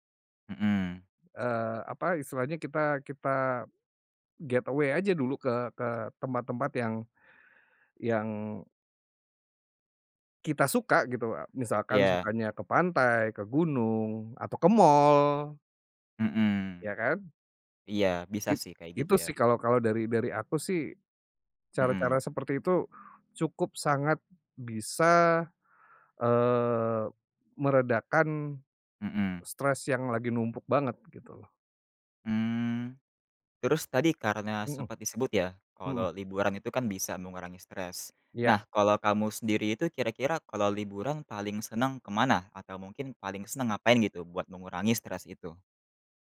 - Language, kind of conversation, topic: Indonesian, podcast, Gimana cara kamu ngatur stres saat kerjaan lagi numpuk banget?
- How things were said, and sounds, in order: other background noise; in English: "get away"; other street noise